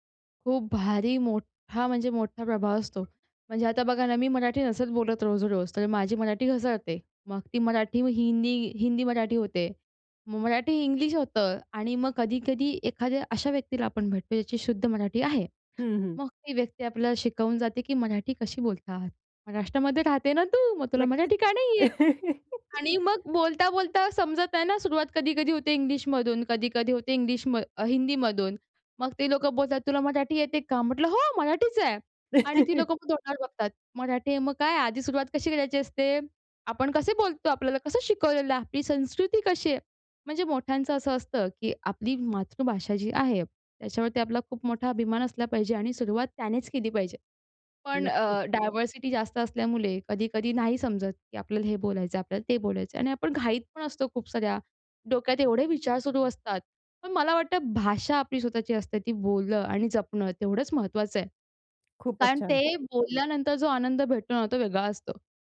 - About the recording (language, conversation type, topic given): Marathi, podcast, भाषा, अन्न आणि संगीत यांनी तुमची ओळख कशी घडवली?
- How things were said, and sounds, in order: stressed: "मोठा"; laugh; chuckle; in English: "डायव्हर्सिटी"; "असल्यामुळे" said as "असल्यामुले"; tapping; other background noise